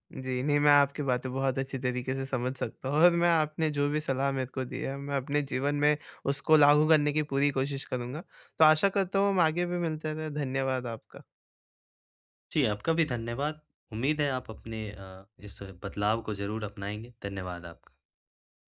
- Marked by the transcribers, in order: none
- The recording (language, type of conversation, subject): Hindi, advice, पैकेज्ड भोजन पर निर्भरता कैसे घटाई जा सकती है?